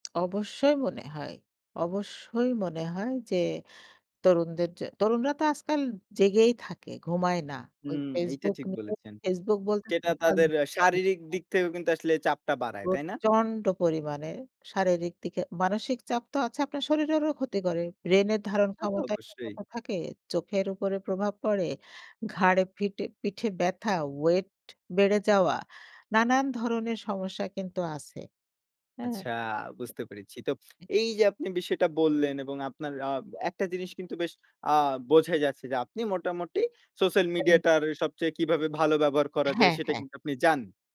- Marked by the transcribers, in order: unintelligible speech; stressed: "প্রচণ্ড"; unintelligible speech; in English: "weight"; lip smack; unintelligible speech
- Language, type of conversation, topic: Bengali, podcast, সামাজিক মাধ্যম কি জীবনে ইতিবাচক পরিবর্তন আনতে সাহায্য করে, নাকি চাপ বাড়ায়?